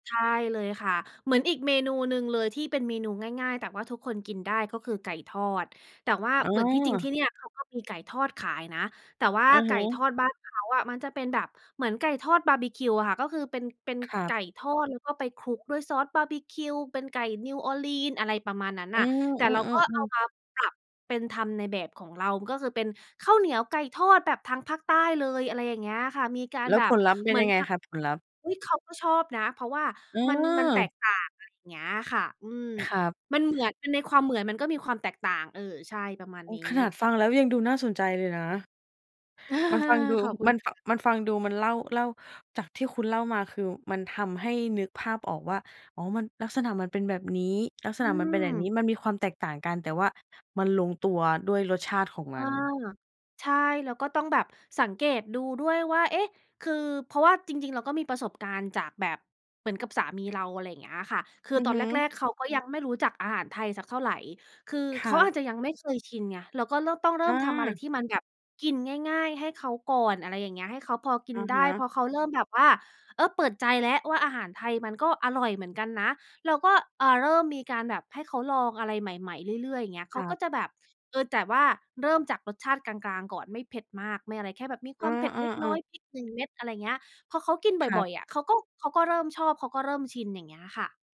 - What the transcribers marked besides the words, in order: chuckle
- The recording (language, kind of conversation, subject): Thai, podcast, จะมีวิธีเลือกรสชาติให้ถูกปากคนอื่นได้อย่างไร?